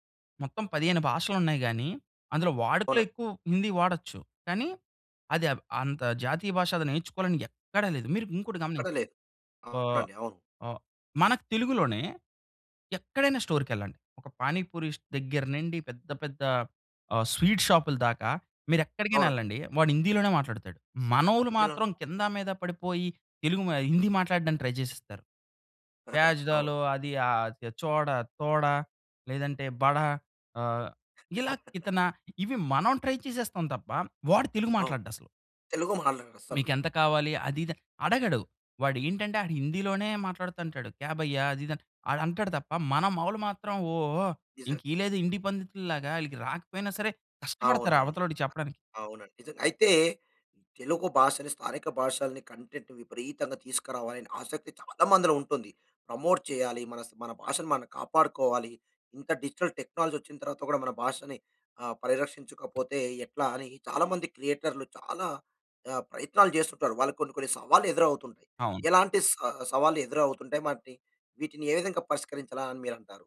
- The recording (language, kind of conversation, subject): Telugu, podcast, స్థానిక భాషా కంటెంట్ పెరుగుదలపై మీ అభిప్రాయం ఏమిటి?
- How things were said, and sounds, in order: in English: "స్వీట్"; in English: "ట్రై"; chuckle; in Hindi: "ప్యాజ్ డాలో"; in Hindi: "చోడ, తోడ"; in Hindi: "బడా"; in Hindi: "కితన"; chuckle; in English: "ట్రై"; in Hindi: "క్యా భయ్యా"; other background noise; cough; in English: "కంటెంట్"; in English: "ప్రమోట్"; in English: "డిజిటల్ టెక్నాలజీ"